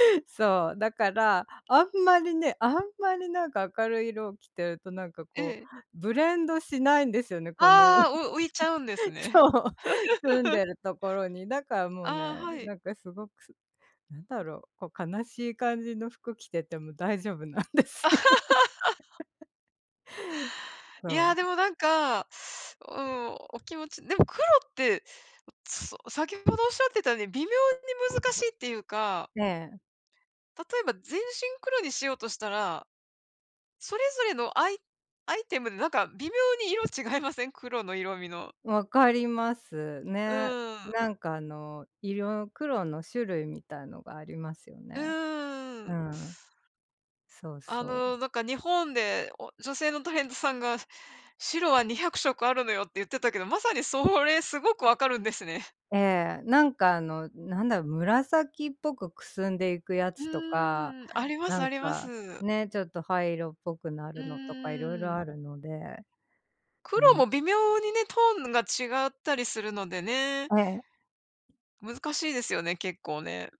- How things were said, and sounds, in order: laugh; laughing while speaking: "そう"; laugh; laugh; laughing while speaking: "なんですよ"; laugh; tapping
- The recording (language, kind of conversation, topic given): Japanese, unstructured, 好きな色は何ですか？また、その色が好きな理由は何ですか？